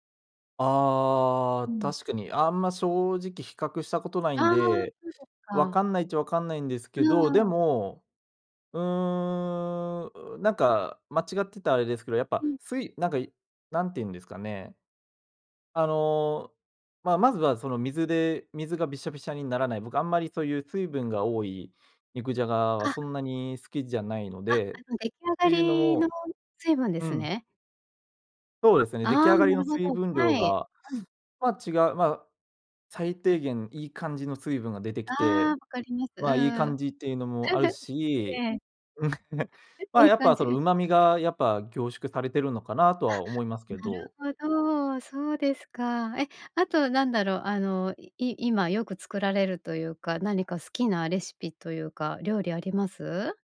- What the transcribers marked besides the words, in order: laugh; laughing while speaking: "うん"
- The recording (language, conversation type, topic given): Japanese, podcast, 味付けのコツは何かありますか？